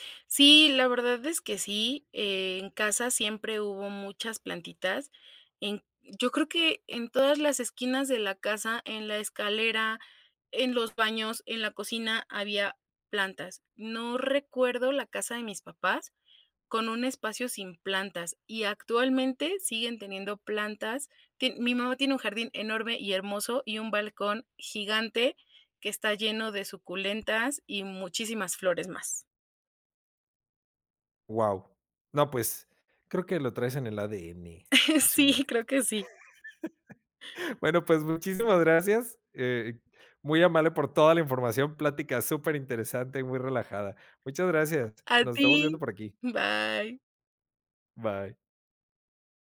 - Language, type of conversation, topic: Spanish, podcast, ¿Qué descubriste al empezar a cuidar plantas?
- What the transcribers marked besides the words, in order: other background noise; chuckle; laugh